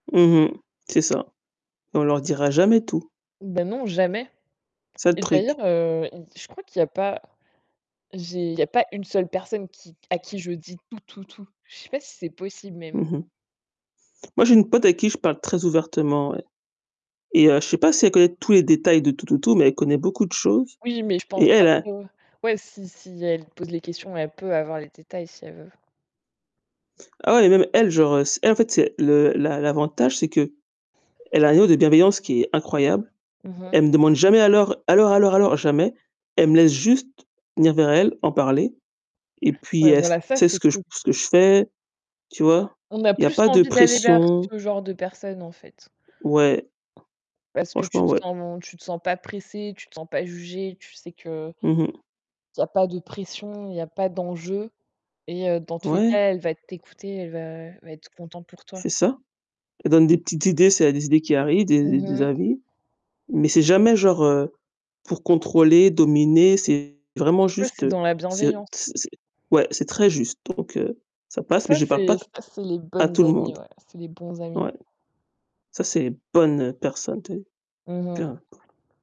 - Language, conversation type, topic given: French, unstructured, Comment répondez-vous à ceux qui disent que vos objectifs sont irréalistes ?
- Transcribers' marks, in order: static; tapping; distorted speech; stressed: "bonne"; unintelligible speech